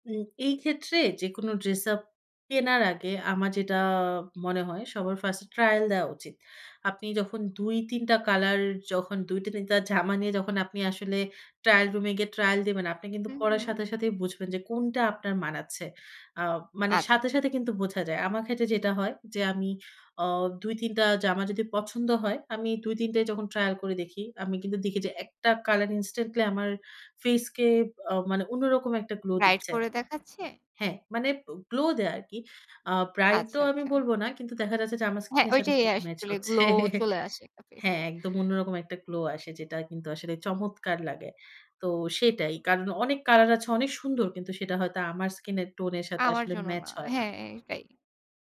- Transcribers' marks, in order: chuckle
- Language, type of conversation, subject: Bengali, podcast, আপনি যে পোশাক পরলে সবচেয়ে আত্মবিশ্বাসী বোধ করেন, সেটার অনুপ্রেরণা আপনি কার কাছ থেকে পেয়েছেন?